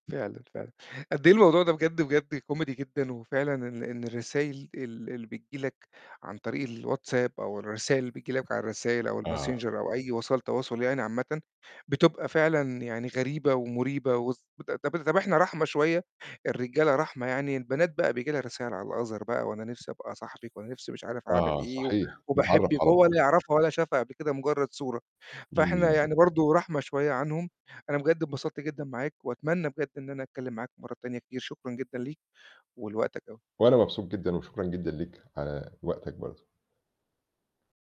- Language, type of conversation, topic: Arabic, podcast, إزاي تبني ثقة من خلال الرسايل ووسايل التواصل الاجتماعي؟
- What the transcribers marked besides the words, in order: in English: "الother"; static